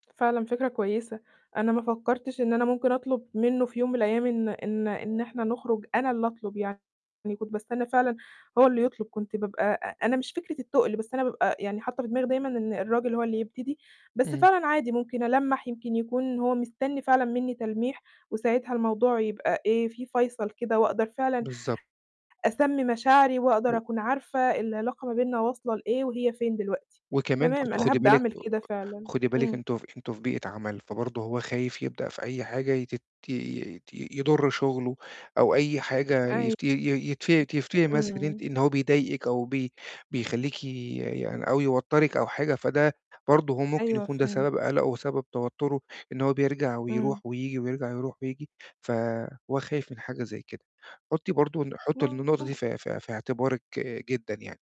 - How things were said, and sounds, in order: distorted speech; tapping
- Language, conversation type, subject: Arabic, advice, إزاي أتعلم أتعرف على مشاعري وأسميها وأتعامل معاها؟